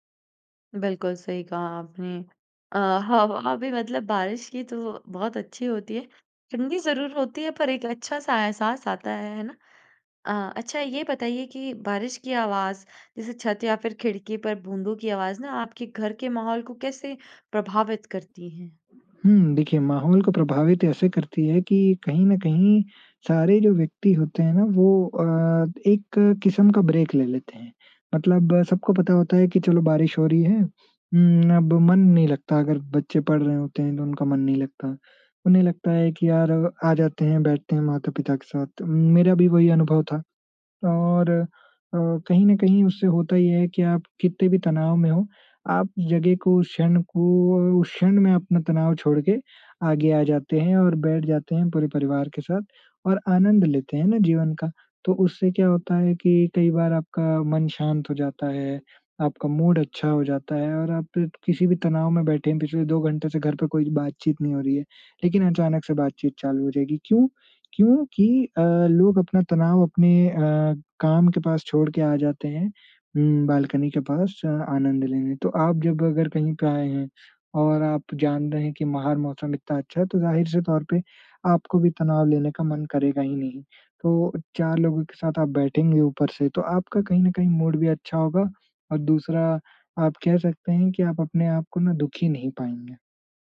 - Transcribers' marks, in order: other background noise; in English: "ब्रेक"
- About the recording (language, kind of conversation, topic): Hindi, podcast, बारिश में घर का माहौल आपको कैसा लगता है?